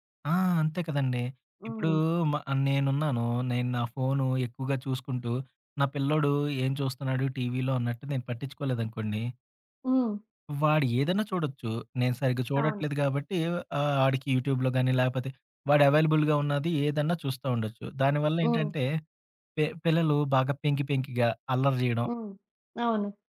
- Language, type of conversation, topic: Telugu, podcast, ఆన్‌లైన్, ఆఫ్‌లైన్ మధ్య సమతుల్యం సాధించడానికి సులభ మార్గాలు ఏవిటి?
- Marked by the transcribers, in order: in English: "యూట్యూబ్‌లో"; in English: "అవైలబుల్‌గా"